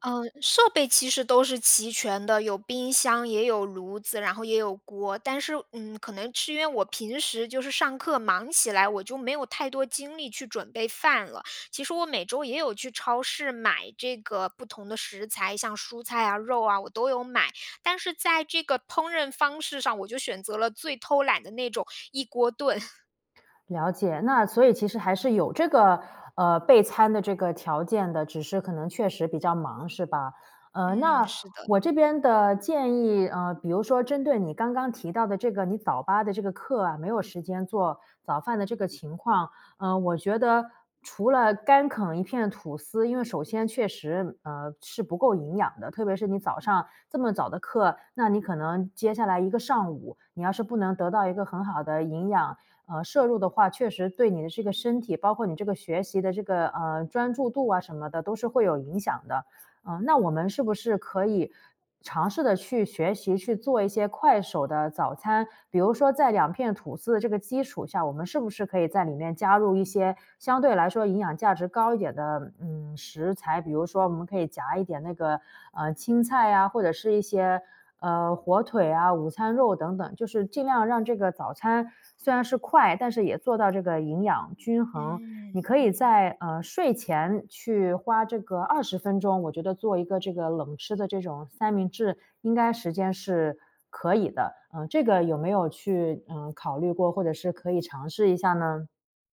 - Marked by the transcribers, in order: chuckle
- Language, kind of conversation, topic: Chinese, advice, 你想如何建立稳定规律的饮食和备餐习惯？